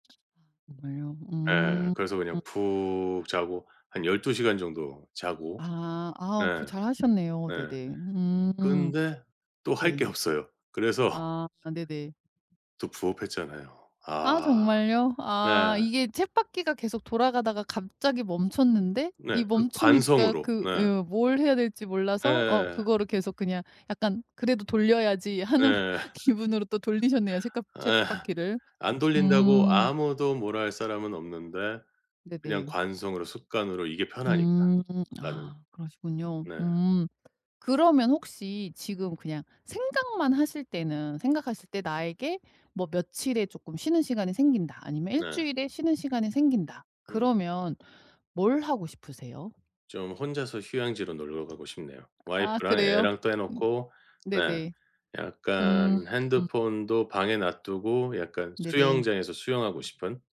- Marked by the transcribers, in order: other background noise; laughing while speaking: "없어요. 그래서"; tapping; laugh; laughing while speaking: "하는"; laughing while speaking: "예"; other noise
- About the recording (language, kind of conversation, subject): Korean, advice, 쉬는 시간 없이 일하다가 번아웃 직전이라고 느끼는 이유는 무엇인가요?